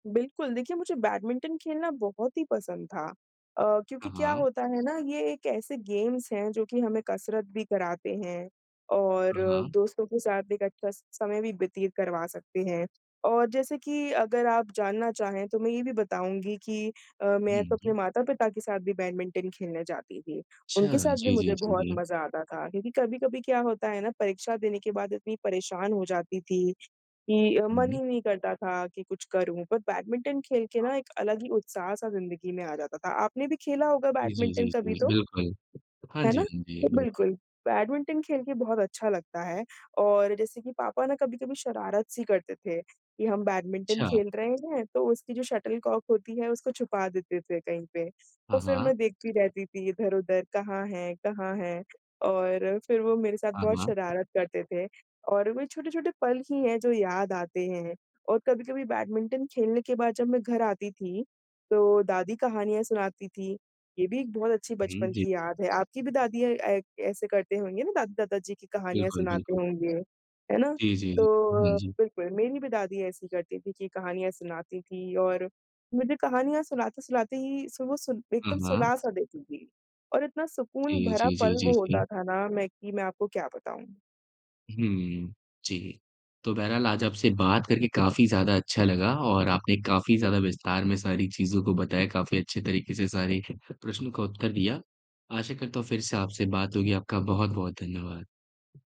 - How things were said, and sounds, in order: in English: "गेम्स"; tapping; in English: "शटल कॉक"
- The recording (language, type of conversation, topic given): Hindi, podcast, परिवार के साथ बाहर घूमने की आपकी बचपन की कौन-सी याद सबसे प्रिय है?